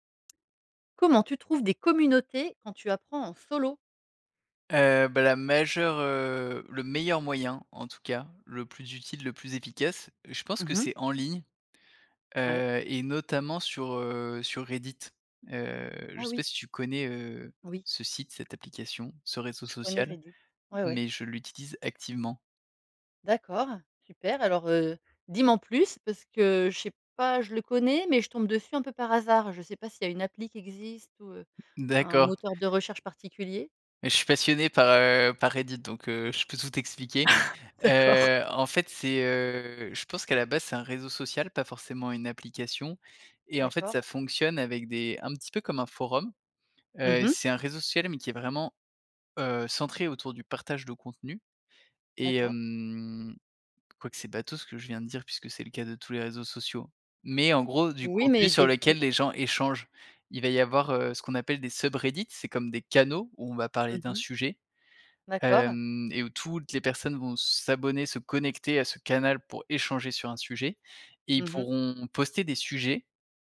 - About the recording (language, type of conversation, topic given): French, podcast, Comment trouver des communautés quand on apprend en solo ?
- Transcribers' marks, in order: tapping; other noise; chuckle; laughing while speaking: "D'accord"; other background noise; drawn out: "hem"; put-on voice: "SubReddit"